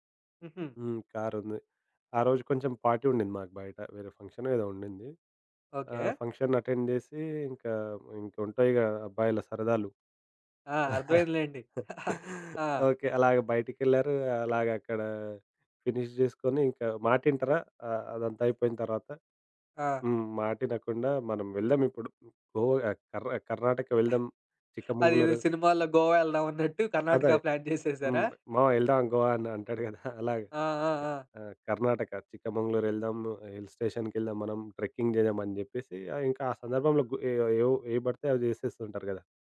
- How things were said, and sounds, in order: in English: "పార్టీ"; in English: "ఫంక్షన్"; in English: "ఫంక్షన్ అటెండ్"; chuckle; in English: "ఫినిష్"; chuckle; in English: "ప్లాన్"; chuckle; in English: "హిల్ స్టేషన్‌కేళ్దాం"; in English: "ట్రెక్కింగ్"
- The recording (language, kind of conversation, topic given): Telugu, podcast, మీ ప్రణాళిక విఫలమైన తర్వాత మీరు కొత్త మార్గాన్ని ఎలా ఎంచుకున్నారు?